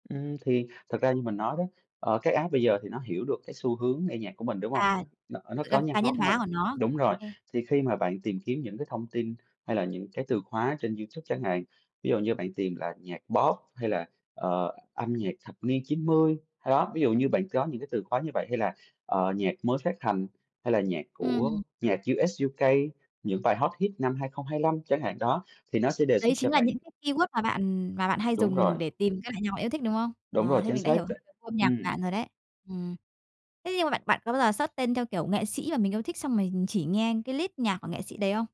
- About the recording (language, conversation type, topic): Vietnamese, podcast, Bạn thường khám phá nhạc mới bằng cách nào?
- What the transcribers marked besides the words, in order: in English: "app"; other background noise; in English: "hit"; in English: "keyword"; unintelligible speech; in English: "search"